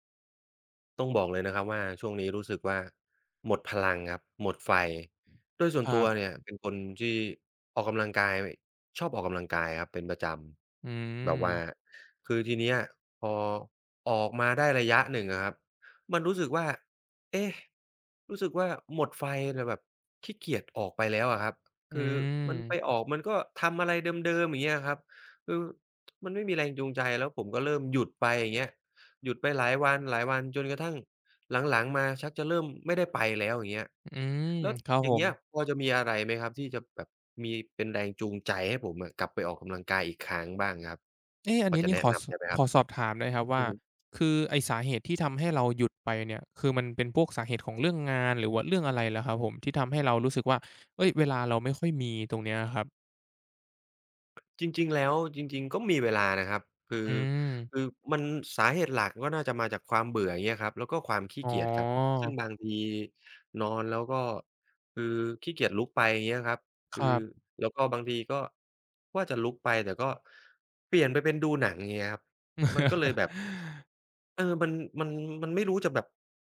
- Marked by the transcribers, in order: other background noise; drawn out: "อืม"; tapping; drawn out: "อืม"; lip smack; drawn out: "อ๋อ"; laugh
- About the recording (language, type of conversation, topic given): Thai, advice, ทำอย่างไรดีเมื่อฉันไม่มีแรงจูงใจที่จะออกกำลังกายอย่างต่อเนื่อง?